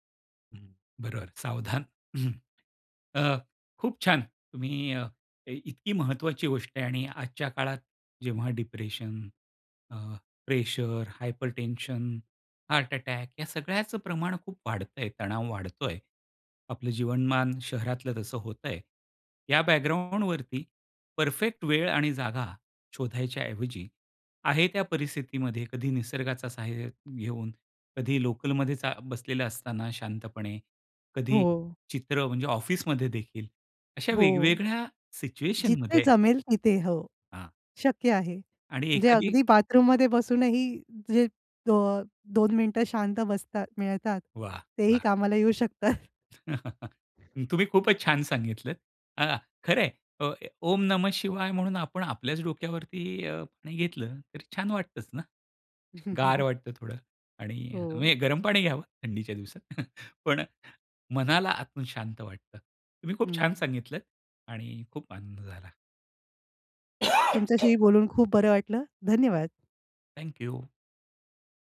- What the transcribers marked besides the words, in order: throat clearing; in English: "डिप्रेशन"; in English: "हायपरटेन्शन"; other background noise; in English: "सिच्युएशनमध्ये"; chuckle; laugh; chuckle; chuckle; cough
- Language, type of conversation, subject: Marathi, podcast, ध्यानासाठी शांत जागा उपलब्ध नसेल तर तुम्ही काय करता?